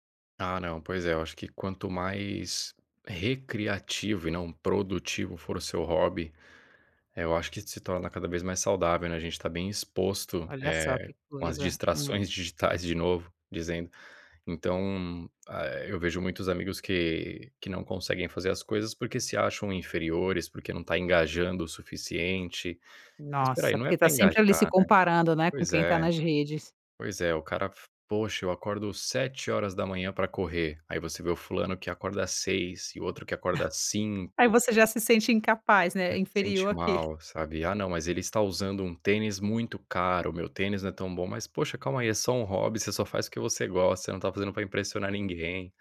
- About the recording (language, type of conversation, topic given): Portuguese, podcast, Como você lida com distrações digitais enquanto trabalha em um hobby?
- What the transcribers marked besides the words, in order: tapping; laugh; other noise